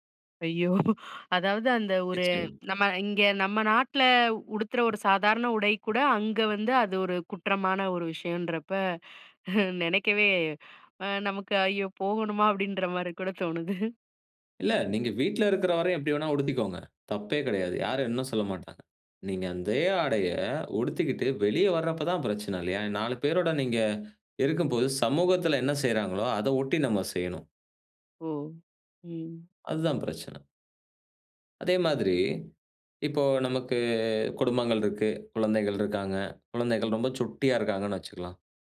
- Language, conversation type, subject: Tamil, podcast, சிறு நகரத்திலிருந்து பெரிய நகரத்தில் வேலைக்குச் செல்லும்போது என்னென்ன எதிர்பார்ப்புகள் இருக்கும்?
- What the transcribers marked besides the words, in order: other background noise; chuckle; chuckle